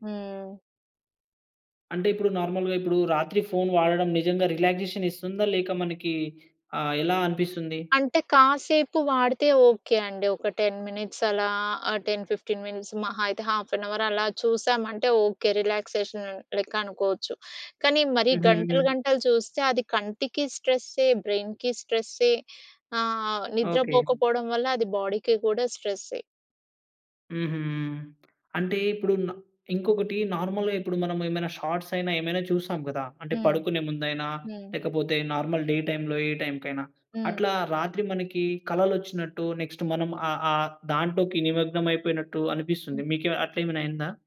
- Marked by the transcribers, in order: in English: "నార్మల్‌గా"; in English: "రిలాక్సేషన్"; in English: "టెన్ మినిట్స్"; in English: "టెన్ ఫిఫ్టీన్ మినిట్స్"; in English: "హాఫ్ ఎన్ అవర్"; in English: "రిలాక్సేషన్"; in English: "బ్రెయిన్‍కి"; in English: "బాడీకి"; in English: "నార్మల్‌గా"; in English: "షార్ట్స్"; in English: "నార్మల్ డే టైమ్‌లో"; in English: "నెక్స్ట్"
- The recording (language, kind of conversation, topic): Telugu, podcast, రాత్రి పడుకునే ముందు మొబైల్ ఫోన్ వాడకం గురించి మీ అభిప్రాయం ఏమిటి?